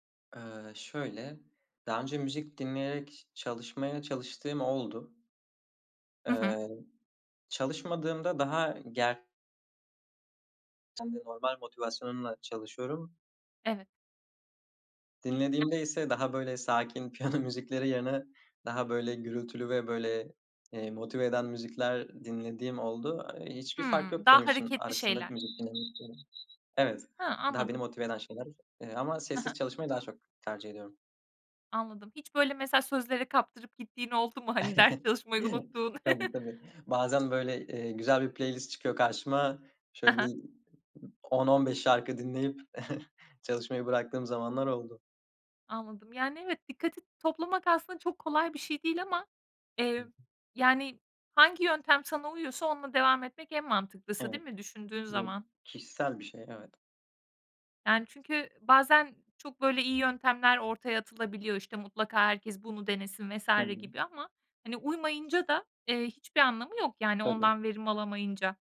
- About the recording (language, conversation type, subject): Turkish, podcast, Evde odaklanmak için ortamı nasıl hazırlarsın?
- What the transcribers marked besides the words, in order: other background noise; laughing while speaking: "piyano müzikleri"; background speech; chuckle; chuckle; giggle; unintelligible speech